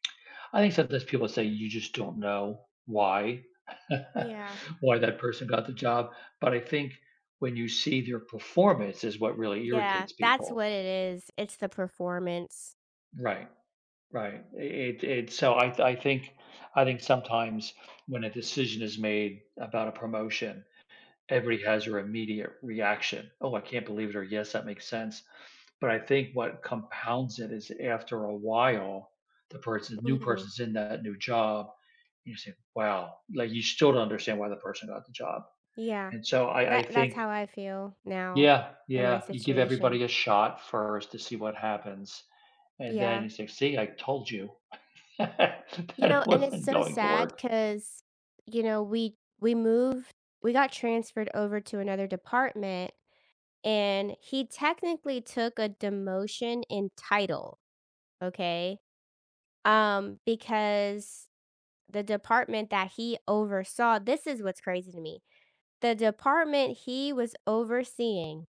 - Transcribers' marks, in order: chuckle; other background noise; chuckle; laughing while speaking: "that it wasn't going"
- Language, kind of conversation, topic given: English, unstructured, Why do you think some people seem to succeed without playing by the rules?